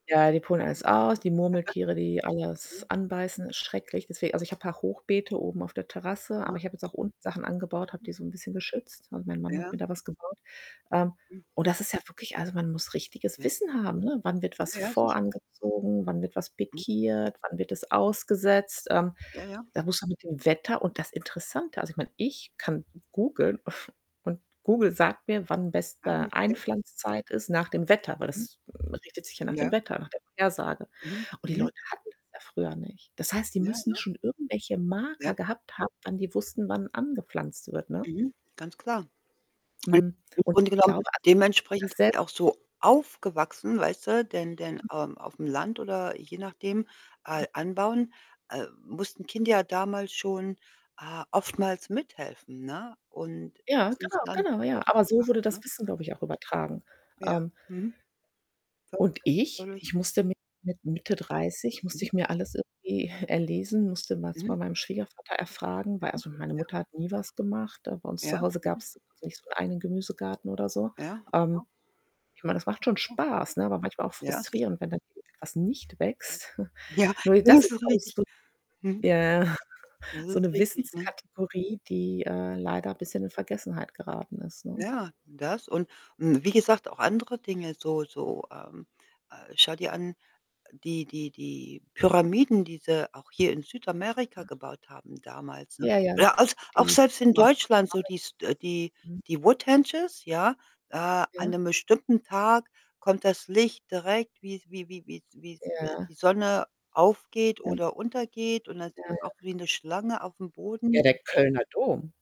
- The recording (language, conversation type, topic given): German, unstructured, Wie hat die Erfindung des Buchdrucks die Welt verändert?
- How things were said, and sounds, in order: static; distorted speech; other background noise; stressed: "ich"; scoff; unintelligible speech; in English: "Focussed"; chuckle; laughing while speaking: "Ja"; chuckle; in English: "Woodhenges"